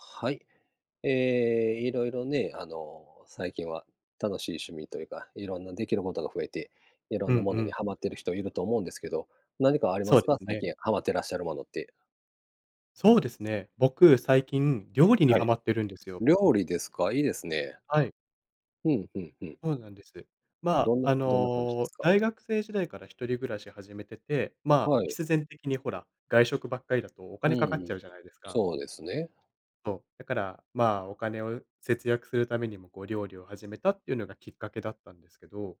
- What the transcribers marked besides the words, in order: none
- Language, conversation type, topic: Japanese, unstructured, 最近ハマっていることはありますか？